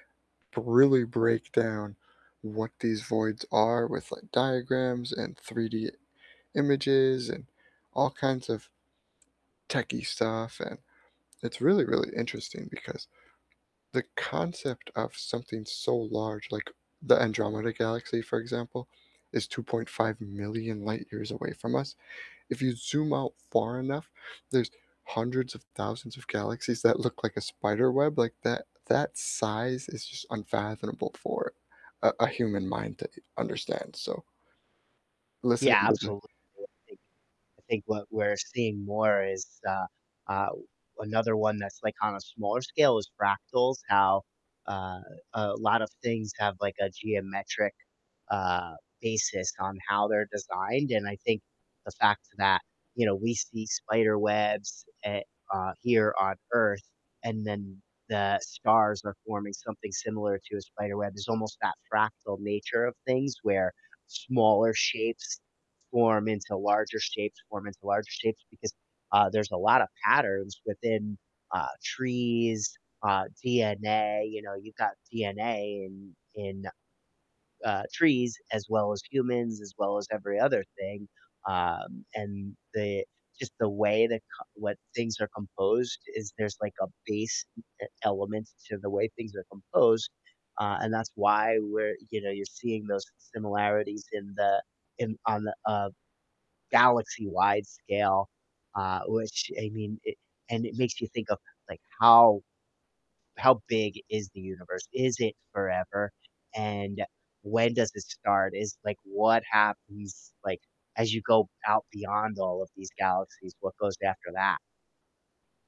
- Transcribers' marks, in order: static; tapping; distorted speech; unintelligible speech; other background noise
- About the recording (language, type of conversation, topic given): English, unstructured, What is something you learned recently that surprised you?
- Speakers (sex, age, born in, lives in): male, 35-39, United States, United States; male, 45-49, United States, United States